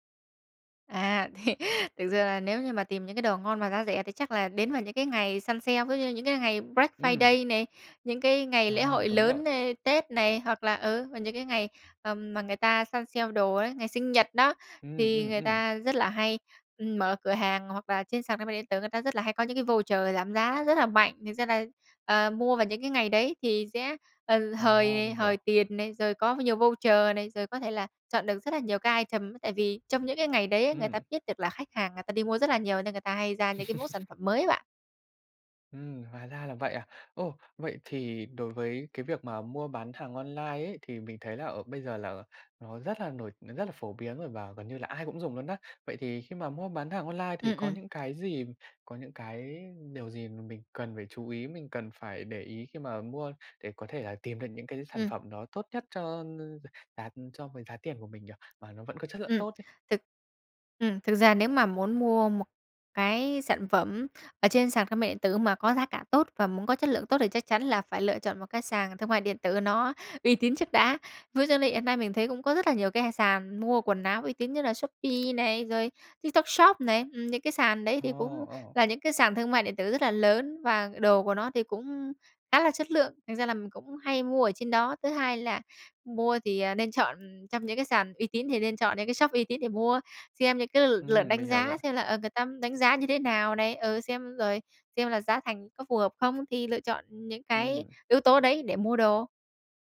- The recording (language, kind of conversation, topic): Vietnamese, podcast, Làm sao để phối đồ đẹp mà không tốn nhiều tiền?
- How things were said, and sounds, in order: laughing while speaking: "thì"; tapping; in English: "item"; laugh; other background noise